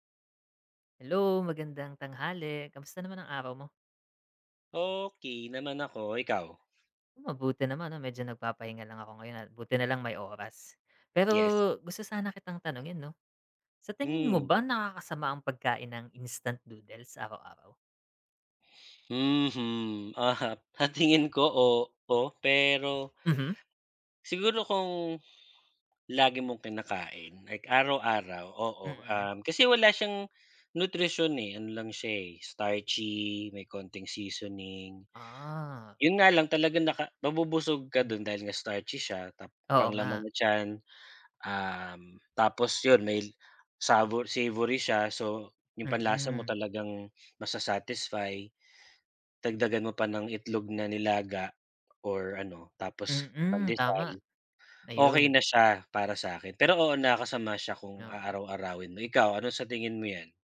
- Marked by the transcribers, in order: tapping; other background noise; sniff
- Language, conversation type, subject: Filipino, unstructured, Sa tingin mo ba nakasasama sa kalusugan ang pagkain ng instant noodles araw-araw?